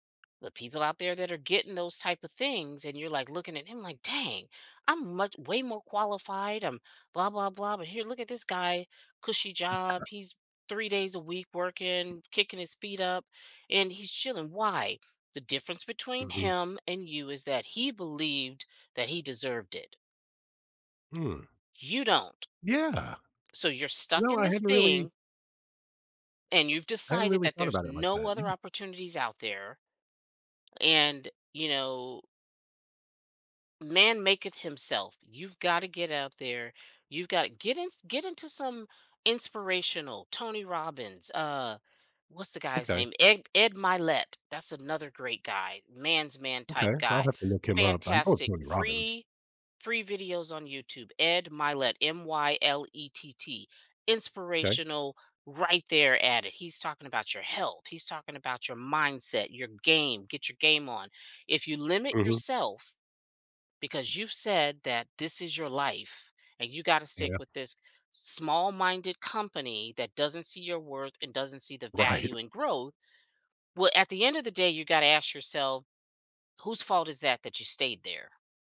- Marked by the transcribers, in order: other background noise; tapping; laughing while speaking: "Right"
- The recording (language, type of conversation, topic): English, advice, How can I balance work and family responsibilities without feeling overwhelmed?